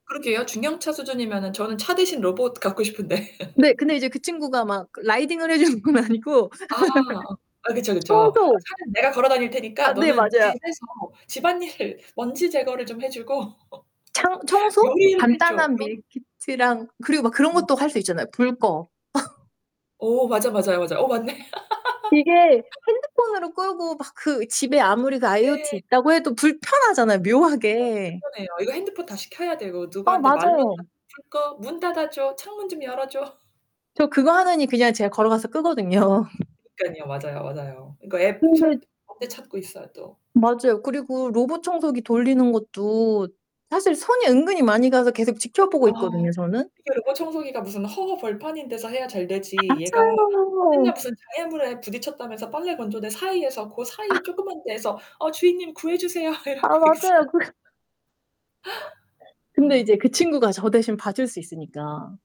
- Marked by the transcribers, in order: laughing while speaking: "싶은데"; laugh; laughing while speaking: "해 주는 건 아니고"; distorted speech; laugh; other background noise; laughing while speaking: "집안일을"; laughing while speaking: "해 주고"; laugh; laughing while speaking: "맞네"; laugh; laughing while speaking: "열어줘"; laughing while speaking: "끄거든요"; tapping; laughing while speaking: "아"; laughing while speaking: "구해주세요. 이러고 있어"; laughing while speaking: "그래"; gasp
- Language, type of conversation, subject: Korean, unstructured, 기술 발전이 우리의 일상에 어떤 긍정적인 영향을 미칠까요?